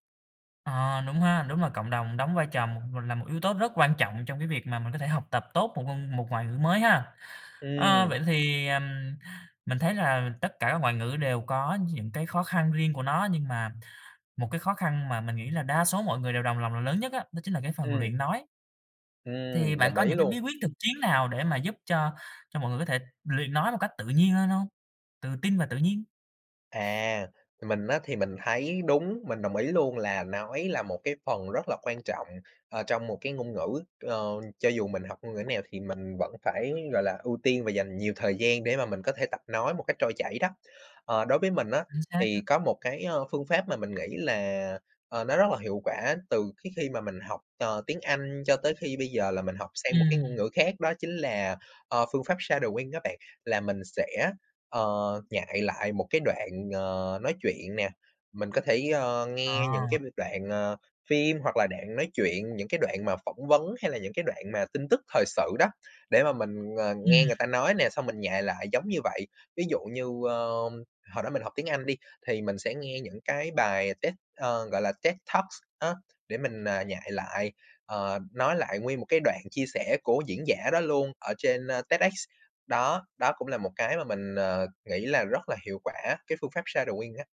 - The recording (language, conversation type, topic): Vietnamese, podcast, Làm thế nào để học một ngoại ngữ hiệu quả?
- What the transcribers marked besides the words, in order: sniff; tapping; in English: "shadowing"; in English: "shadowing"